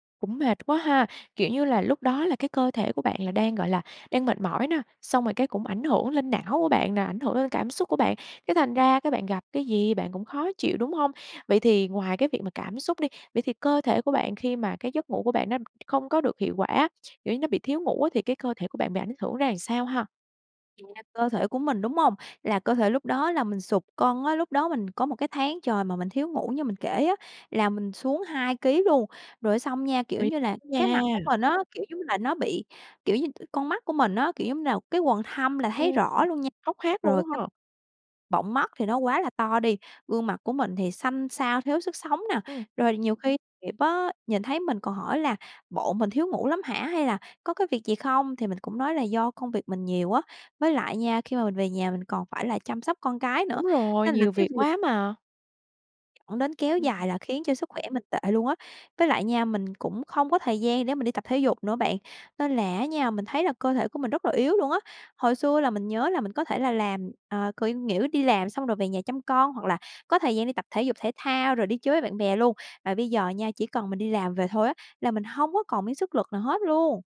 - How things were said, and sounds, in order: other noise; "làm" said as "àng"; unintelligible speech; tapping
- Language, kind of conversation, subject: Vietnamese, podcast, Thói quen ngủ ảnh hưởng thế nào đến mức stress của bạn?